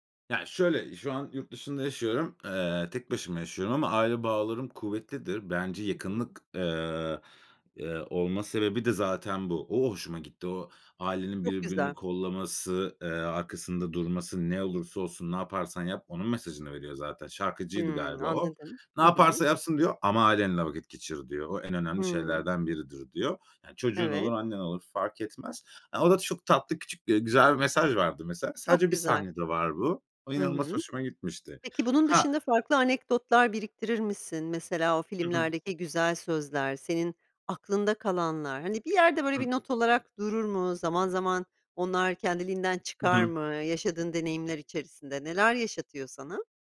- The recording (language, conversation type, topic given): Turkish, podcast, En unutamadığın film deneyimini anlatır mısın?
- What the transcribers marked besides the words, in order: other background noise